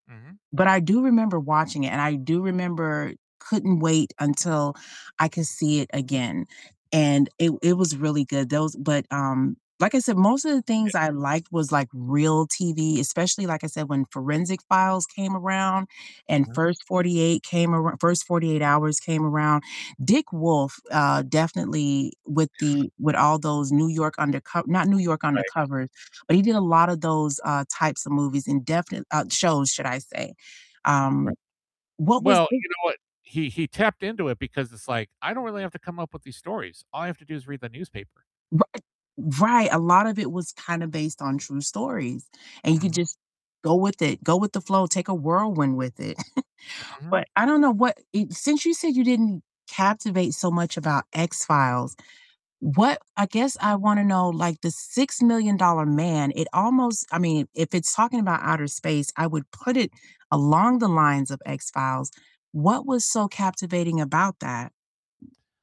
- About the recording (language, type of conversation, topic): English, unstructured, What TV show can you watch over and over again?
- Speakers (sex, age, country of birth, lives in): female, 45-49, United States, United States; male, 60-64, United States, United States
- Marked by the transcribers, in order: distorted speech; other background noise; chuckle; tapping; other noise